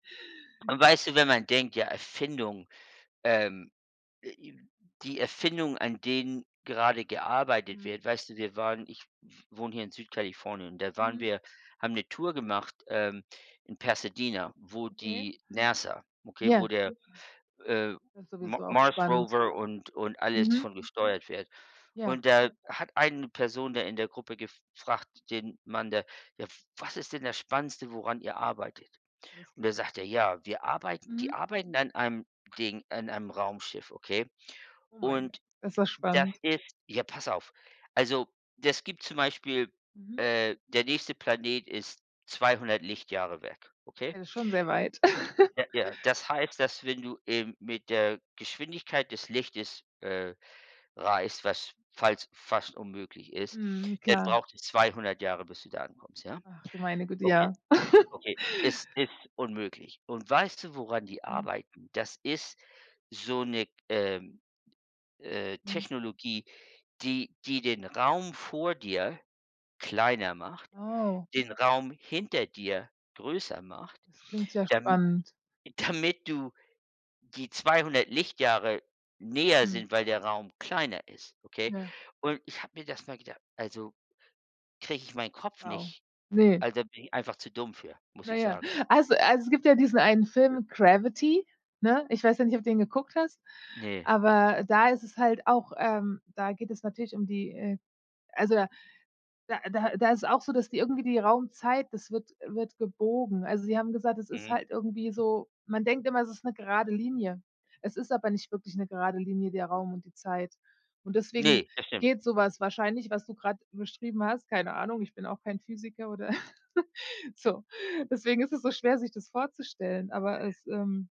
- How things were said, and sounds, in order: other background noise; put-on voice: "Pasadena"; put-on voice: "NASA"; put-on voice: "Mars Rover"; chuckle; chuckle; laughing while speaking: "damit"; chuckle
- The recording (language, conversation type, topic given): German, unstructured, Welche Erfindung würdest du am wenigsten missen wollen?